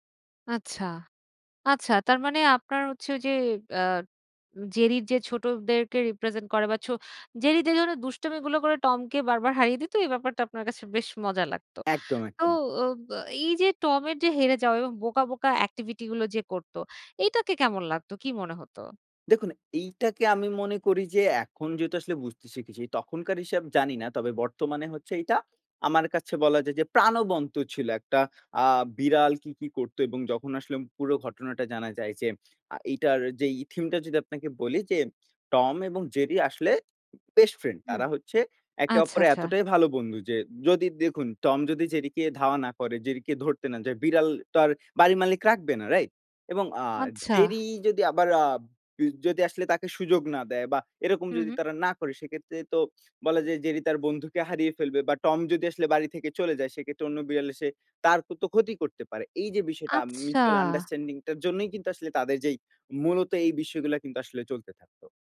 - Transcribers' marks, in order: tapping; "বেস্ট" said as "বেস"; drawn out: "আচ্ছা"
- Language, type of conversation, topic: Bengali, podcast, ছোটবেলায় কোন টিভি অনুষ্ঠান তোমাকে ভীষণভাবে মগ্ন করে রাখত?